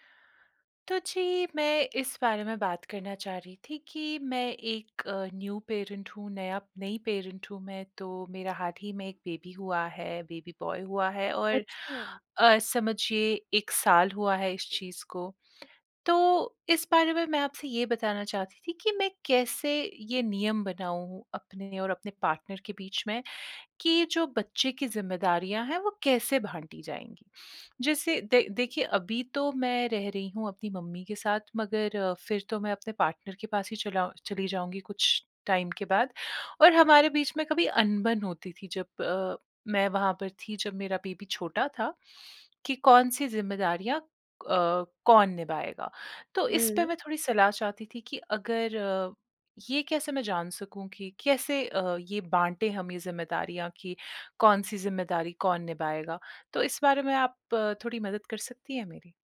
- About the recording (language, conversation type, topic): Hindi, advice, बच्चे के जन्म के बाद आप नए माता-पिता की जिम्मेदारियों के साथ तालमेल कैसे बिठा रहे हैं?
- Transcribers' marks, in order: in English: "न्यू पैरेंट"; in English: "पैरेंट"; in English: "बेबी"; in English: "बेबी बॉय"; in English: "पार्टनर"; "बाँटी" said as "भांटी"; in English: "पार्टनर"; in English: "टाइम"; in English: "बेबी"